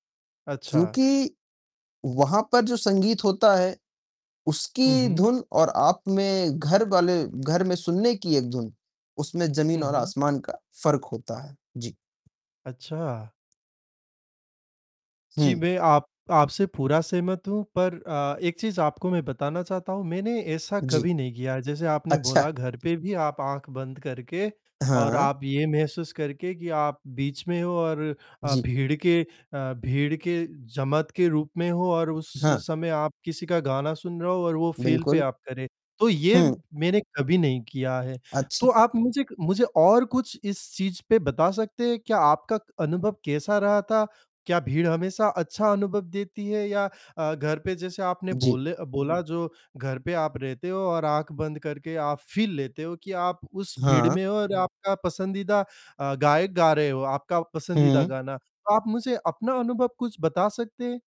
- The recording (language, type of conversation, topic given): Hindi, unstructured, क्या आपको जीवंत संगीत कार्यक्रम में जाना पसंद है, और क्यों?
- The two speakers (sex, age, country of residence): male, 25-29, Finland; male, 55-59, India
- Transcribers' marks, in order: distorted speech; in English: "फ़ील"; in English: "फ़ील"